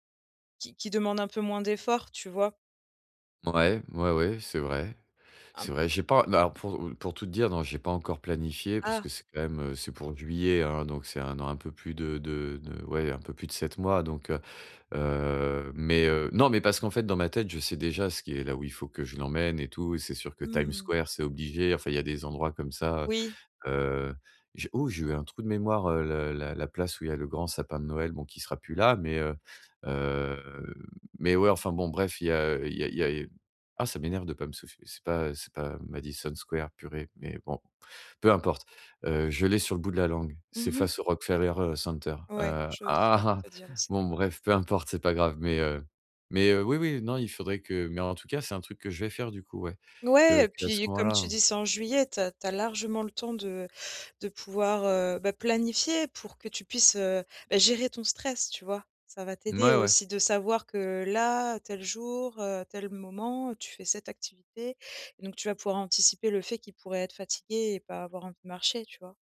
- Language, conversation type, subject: French, advice, Comment gérer le stress quand mes voyages tournent mal ?
- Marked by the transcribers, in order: drawn out: "heu"; groan; unintelligible speech